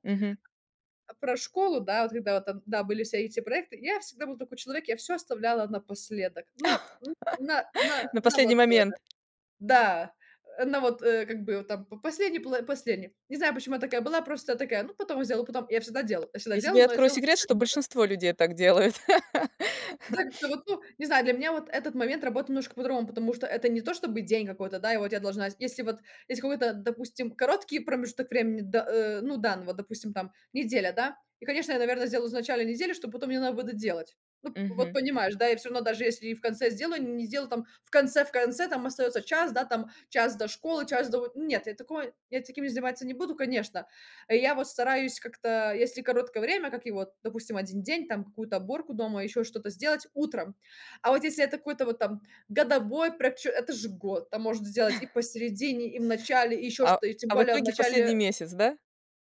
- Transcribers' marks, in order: laugh; tapping; unintelligible speech; laugh; chuckle
- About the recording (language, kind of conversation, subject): Russian, podcast, Что вы делаете, чтобы не отвлекаться во время важной работы?